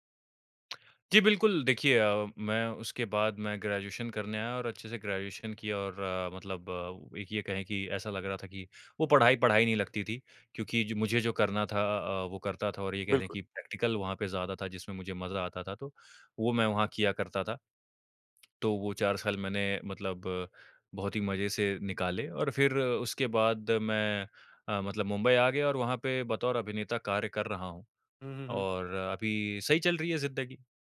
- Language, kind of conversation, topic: Hindi, podcast, अपने डर पर काबू पाने का अनुभव साझा कीजिए?
- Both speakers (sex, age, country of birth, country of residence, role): male, 25-29, India, India, guest; male, 30-34, India, India, host
- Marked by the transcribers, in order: tapping; in English: "ग्रेजुएशन"; in English: "ग्रेजुएशन"; in English: "प्रैक्टिकल"